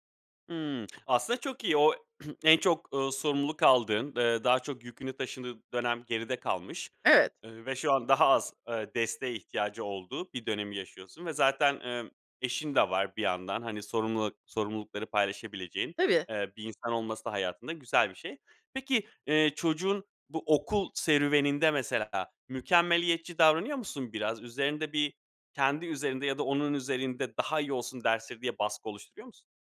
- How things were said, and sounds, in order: lip smack; throat clearing
- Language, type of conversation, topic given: Turkish, advice, Evde çocuk olunca günlük düzeniniz nasıl tamamen değişiyor?